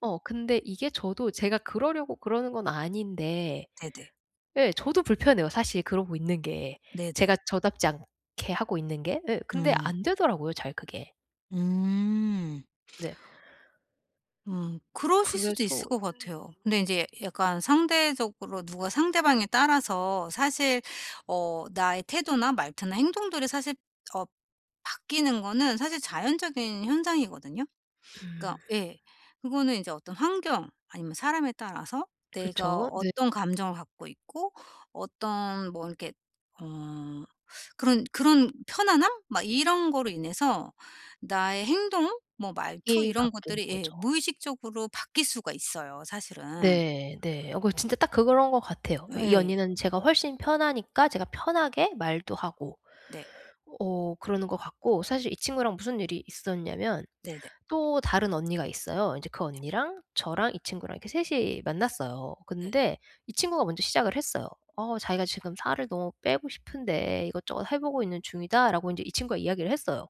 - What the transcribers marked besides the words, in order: tapping
- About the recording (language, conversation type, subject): Korean, advice, 진정성을 잃지 않으면서 나를 잘 표현하려면 어떻게 해야 할까요?